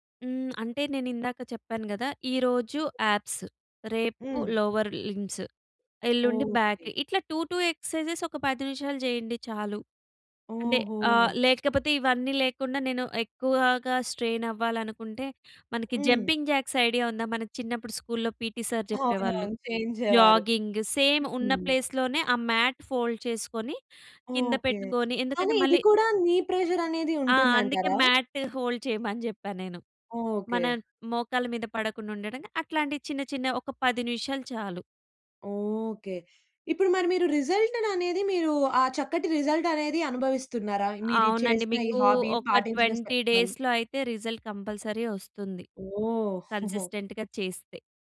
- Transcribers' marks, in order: in English: "యాబ్స్"; in English: "లోవర్ లింబ్స్"; in English: "బాక్"; in English: "టూ, టూ"; other background noise; in English: "జంపింగ్ జాక్స్"; tapping; in English: "స్కూల్‌లో పీటీ సార్"; laughing while speaking: "అవునవును. చేయించేవారు"; in English: "జాగింగ్ సేమ్"; other noise; in English: "మ్యాట్ ఫోల్డ్"; in English: "నీ"; in English: "మ్యాట్ హోల్డ్"; in English: "రిజల్ట్‌ను"; in English: "ట్వెంటీ డేస్‌లో"; in English: "హాబీ"; unintelligible speech; in English: "రిజల్ట్ కంపల్సరీ"; in English: "కన్సిస్టెంట్‌గా"; giggle
- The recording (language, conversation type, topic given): Telugu, podcast, ఈ హాబీని మొదలుపెట్టడానికి మీరు సూచించే దశలు ఏవి?